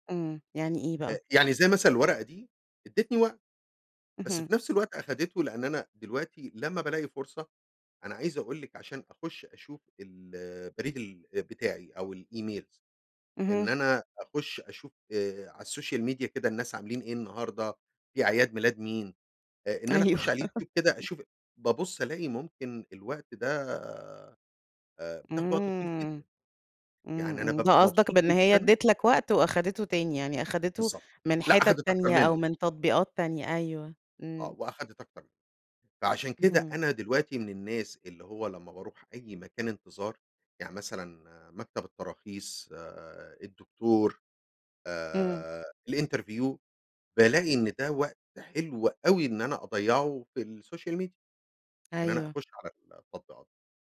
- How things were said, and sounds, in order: in English: "الEmails"; in English: "السوشيال ميديا"; laughing while speaking: "أيوه"; chuckle; in English: "الإنترفيو"; in English: "السوشيال ميديا"
- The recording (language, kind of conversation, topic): Arabic, podcast, إزاي التكنولوجيا بتأثر على روتينك اليومي؟